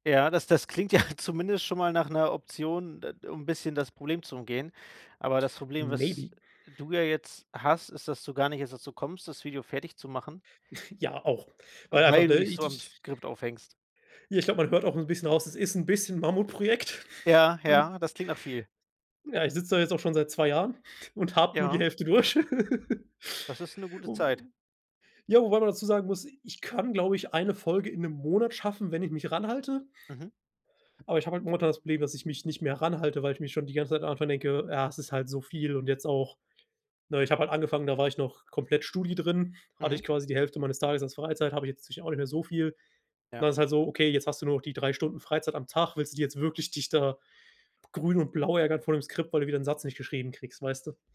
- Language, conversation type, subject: German, advice, Wie blockiert dich Perfektionismus bei deinen Projekten und wie viel Stress verursacht er dir?
- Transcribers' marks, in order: laughing while speaking: "ja"; in English: "Maybe"; chuckle; chuckle; chuckle; laugh; other noise; chuckle